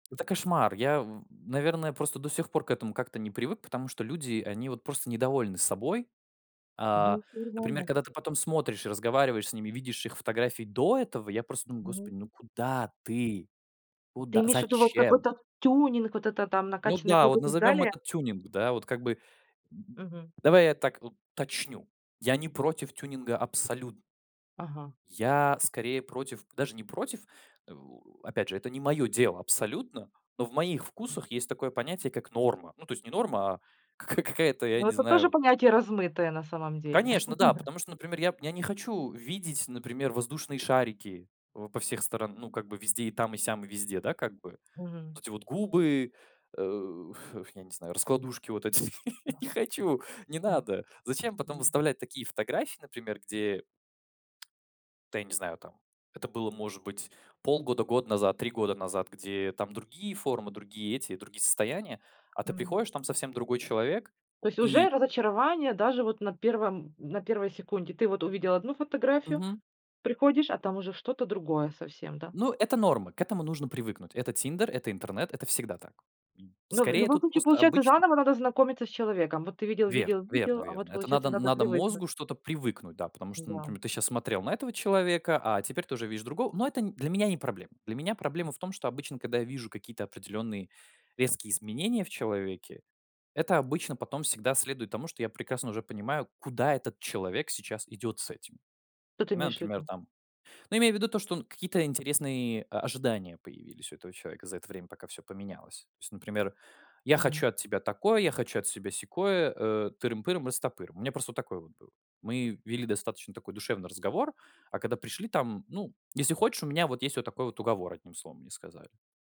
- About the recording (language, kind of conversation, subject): Russian, podcast, Как в онлайне можно выстроить настоящее доверие?
- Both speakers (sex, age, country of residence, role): female, 40-44, Mexico, host; male, 25-29, Poland, guest
- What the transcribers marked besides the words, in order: tapping; other background noise; laughing while speaking: "кака какая-то, я не знаю"; chuckle; chuckle; laughing while speaking: "я не хочу"; other noise